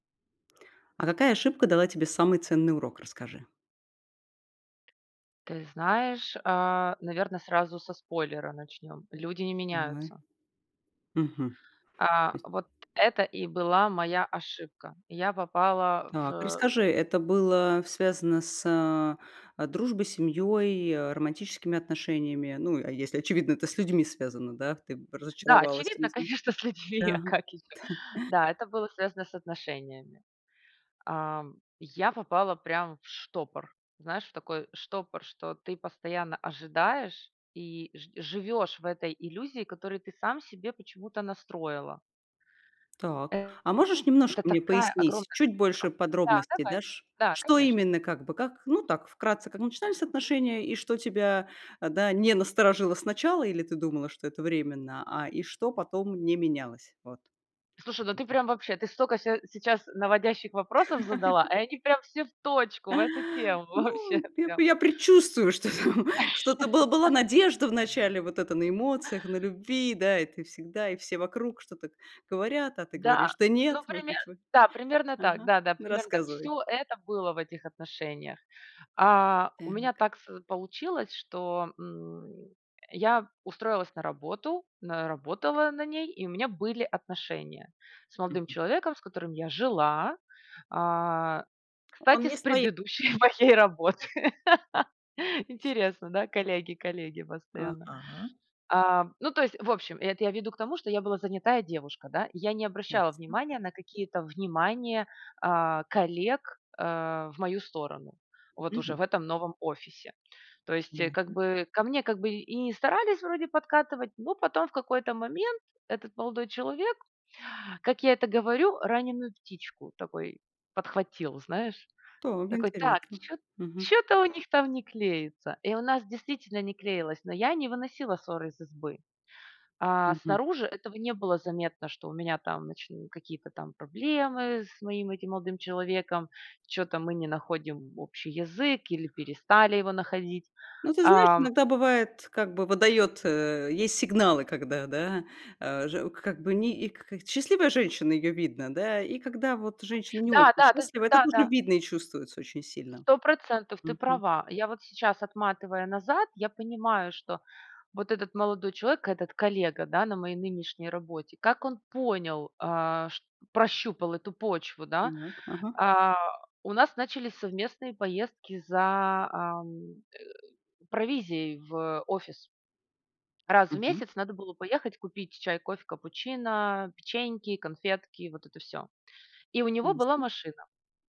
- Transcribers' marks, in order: tapping; unintelligible speech; laughing while speaking: "конечно, с людьми, а как еще"; chuckle; other background noise; laugh; laughing while speaking: "Вообще прям"; laughing while speaking: "что там что-то"; laugh; stressed: "жила"; laughing while speaking: "предыдущей моей работы"; unintelligible speech
- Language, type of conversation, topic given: Russian, podcast, Какая ошибка дала тебе самый ценный урок?